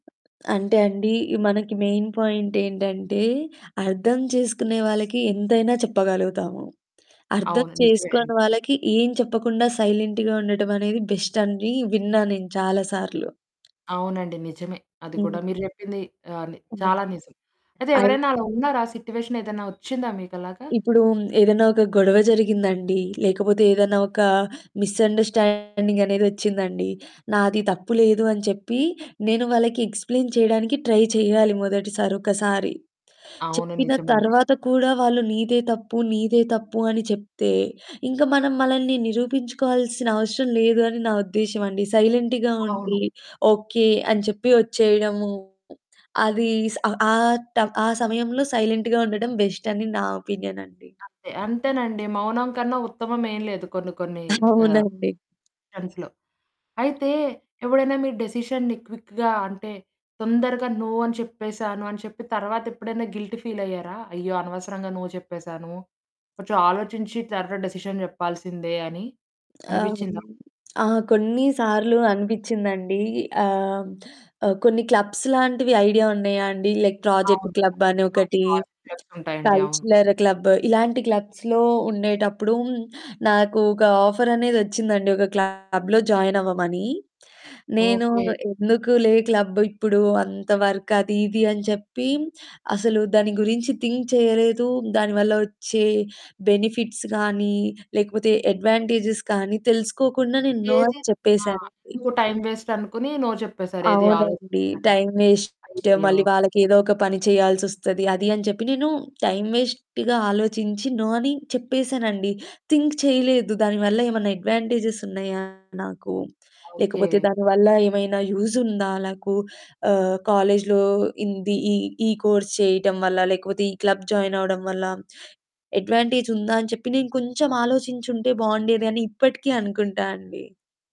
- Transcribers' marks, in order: other background noise; in English: "మెయిన్ పాయింట్"; in English: "సైలెంట్‌గా"; in English: "బెస్ట్"; tapping; in English: "సిట్యుయేషన్"; static; distorted speech; in English: "మిస్‌అండర్స్టాండింగ్"; in English: "ఎక్స్ప్లేన్"; in English: "ట్రై"; in English: "సైలెంట్‌గా"; in English: "సైలెంట్‌గా"; in English: "బెస్ట్"; in English: "ఒపీనియన్"; in English: "సెన్స్‌లో"; in English: "డిసిషన్‌ని క్విక్‌గా"; in English: "నో"; in English: "గిల్టీ ఫీల్"; in English: "నో"; in English: "డిసిషన్"; in English: "క్లబ్స్"; in English: "లైక్ ప్రాజెక్ట్ క్లబ్"; in English: "ప్రాజెక్ట్స్"; in English: "కల్చరల్ క్లబ్"; in English: "క్లబ్స్‌లో"; in English: "ఆఫర్"; in English: "క్లబ్‌లో జాయిన్"; in English: "క్లబ్"; in English: "వర్క్"; in English: "థింక్"; in English: "బెనిఫిట్స్"; in English: "అడ్వాంటేజెస్"; in English: "నో"; in English: "టైమ్ వెస్ట్"; in English: "నో"; in English: "టైమ్ వేస్ట్"; in English: "టైమ్ వేస్ట్‌గా"; in English: "నో"; in English: "థింక్"; in English: "అడ్వాంటేజెస్"; in English: "యూజ్"; in English: "కోర్స్"; in English: "క్లబ్ జాయిన్"; in English: "అడ్వాంటేజ్"
- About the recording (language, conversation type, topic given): Telugu, podcast, మీరు మాటలతో కాకుండా నిశ్శబ్దంగా “లేదు” అని చెప్పిన సందర్భం ఏమిటి?